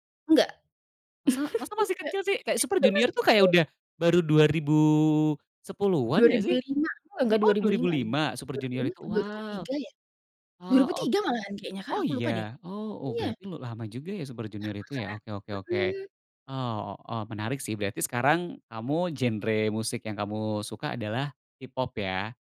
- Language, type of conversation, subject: Indonesian, podcast, Lagu apa yang pertama kali membuat kamu merasa benar-benar terhubung dengan musik?
- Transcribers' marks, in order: chuckle